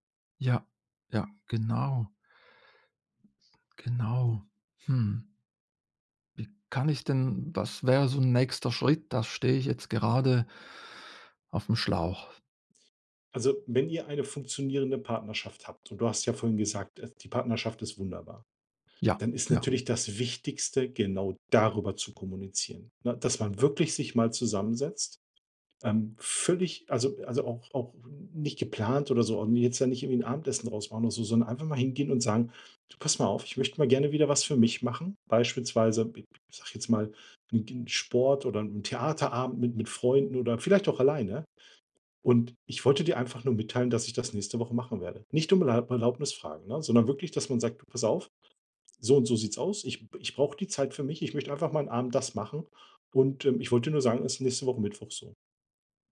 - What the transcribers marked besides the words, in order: stressed: "darüber"
- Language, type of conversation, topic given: German, advice, Wie kann ich innere Motivation finden, statt mich nur von äußeren Anreizen leiten zu lassen?